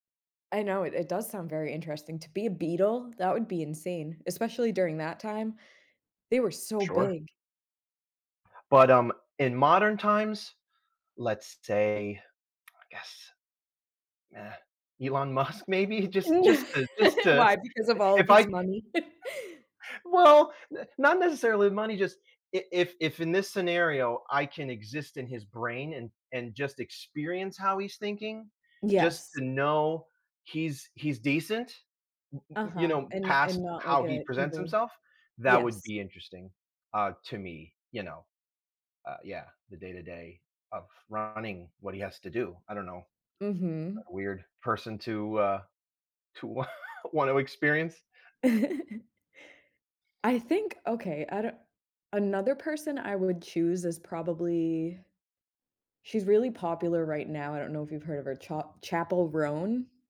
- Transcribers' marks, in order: tapping; other background noise; lip smack; laughing while speaking: "Musk, maybe"; chuckle; chuckle; other noise; laughing while speaking: "want"; chuckle
- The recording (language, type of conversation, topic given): English, unstructured, What would you do if you could swap lives with a famous person for a day?
- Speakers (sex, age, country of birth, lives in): female, 30-34, United States, United States; male, 35-39, United States, United States